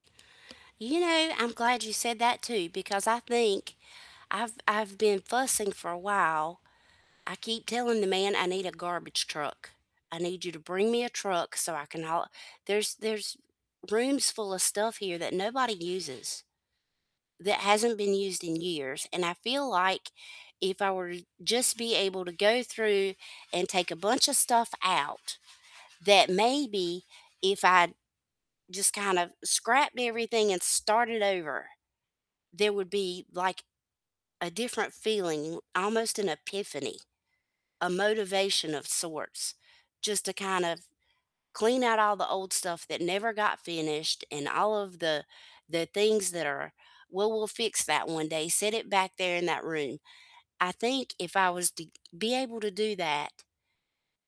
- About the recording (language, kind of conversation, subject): English, unstructured, What will you stop doing this year to make room for what matters most to you?
- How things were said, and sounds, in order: static; other background noise